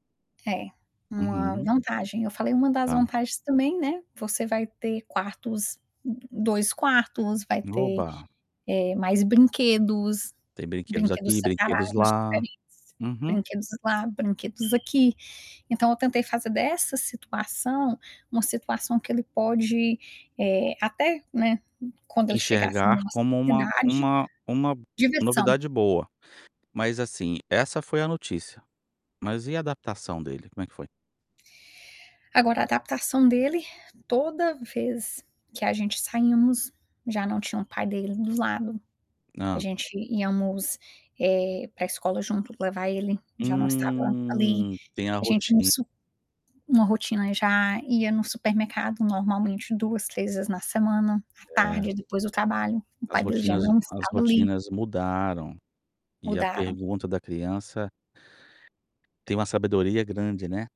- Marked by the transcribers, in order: static; tapping; distorted speech; other background noise; drawn out: "Hum"
- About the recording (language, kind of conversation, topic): Portuguese, podcast, Como explicar a separação ou o divórcio para as crianças?